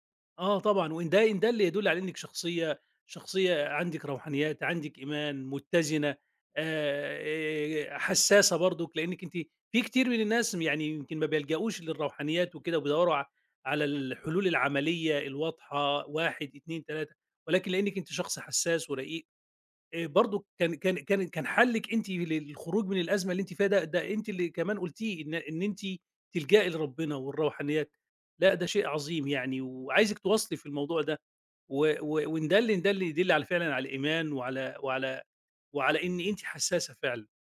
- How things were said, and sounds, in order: none
- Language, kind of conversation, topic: Arabic, advice, إزاي فقدت الشغف والهوايات اللي كانت بتدي لحياتي معنى؟